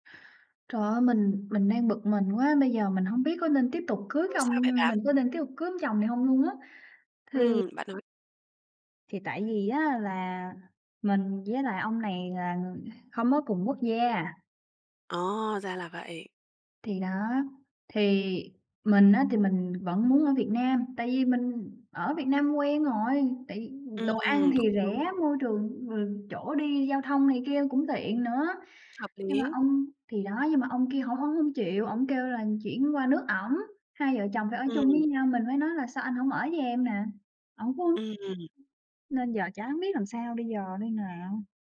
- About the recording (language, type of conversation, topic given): Vietnamese, advice, Bạn nên làm gì khi vợ/chồng không muốn cùng chuyển chỗ ở và bạn cảm thấy căng thẳng vì phải lựa chọn?
- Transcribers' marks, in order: tapping; other background noise; unintelligible speech